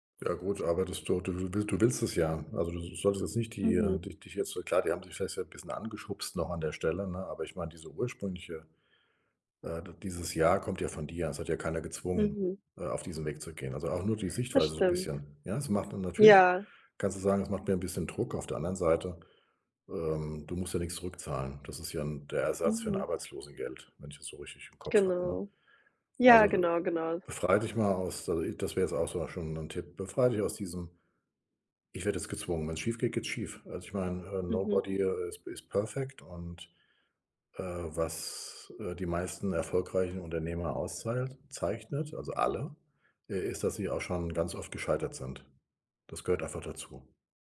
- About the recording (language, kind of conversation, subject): German, advice, Wie kann ich die Angst vor dem Scheitern beim Anfangen überwinden?
- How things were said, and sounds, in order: other background noise; in English: "Nobody, äh, is p is perfect"